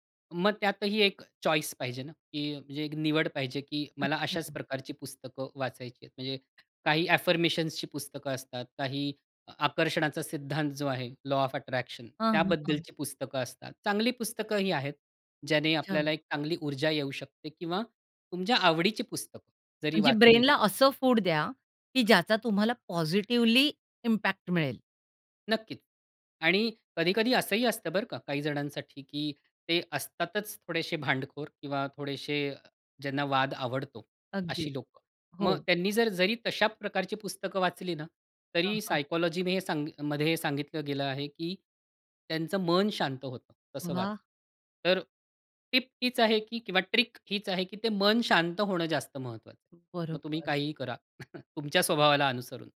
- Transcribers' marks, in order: in English: "चॉईस"; in English: "अफर्मेशन्सची"; in English: "लॉ ऑफ अट्रॅक्शन"; tapping; in English: "ब्रेनला"; in English: "पॉझिटिव्हली इम्पॅक्ट"; other background noise; other noise; bird; chuckle
- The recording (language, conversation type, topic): Marathi, podcast, रात्री झोपायला जाण्यापूर्वी तुम्ही काय करता?